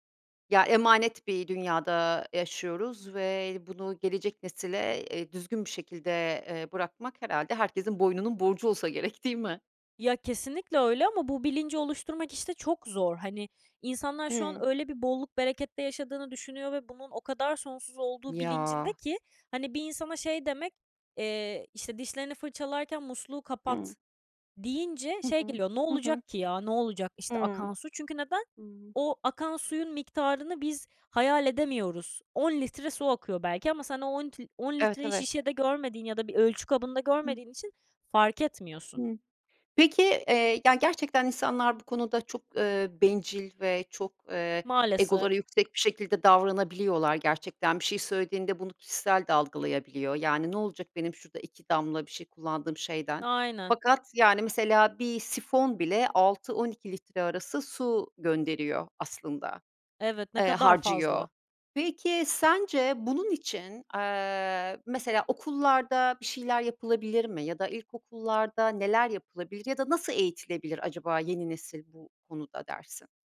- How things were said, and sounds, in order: none
- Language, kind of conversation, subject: Turkish, podcast, Günlük hayatta atıkları azaltmak için neler yapıyorsun, anlatır mısın?